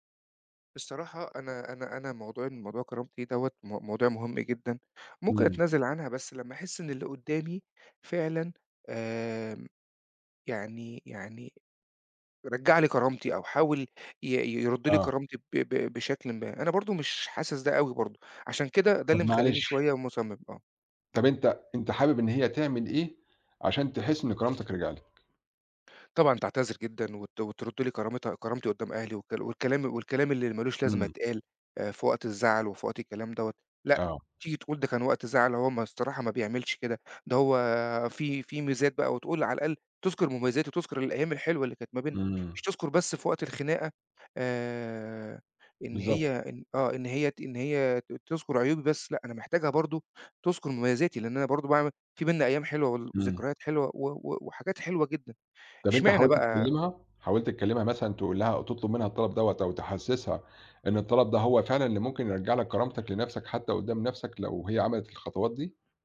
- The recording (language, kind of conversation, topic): Arabic, advice, إزاي أتعامل مع صعوبة تقبّلي إن شريكي اختار يسيبني؟
- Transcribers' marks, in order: none